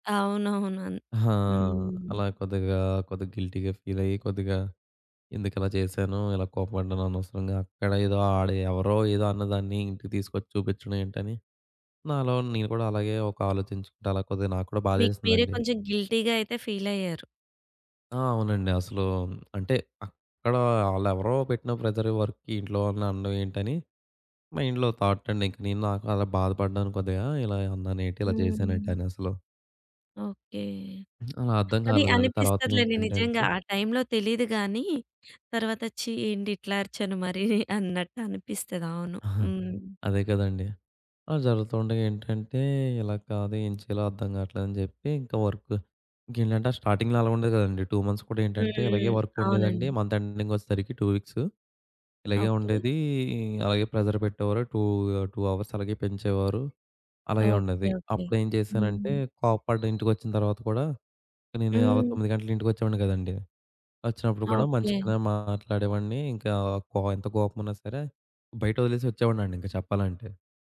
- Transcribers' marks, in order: in English: "గిల్టీగా"; in English: "గిల్టీ‌గా"; in English: "ప్రెజర్ వర్క్‌కి"; in English: "మైండ్‌లో థాట్"; other background noise; in English: "టైమ్‌లో"; chuckle; in English: "వర్క్"; in English: "స్టార్టింగ్‌లో"; in English: "టూ మంత్స్"; in English: "వర్క్"; in English: "మంత్"; in English: "టూ వీక్స్"; in English: "ప్రెషర్"; in English: "టూ టూ అవర్స్"
- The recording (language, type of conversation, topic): Telugu, podcast, పని మరియు కుటుంబంతో గడిపే సమయాన్ని మీరు ఎలా సమతుల్యం చేస్తారు?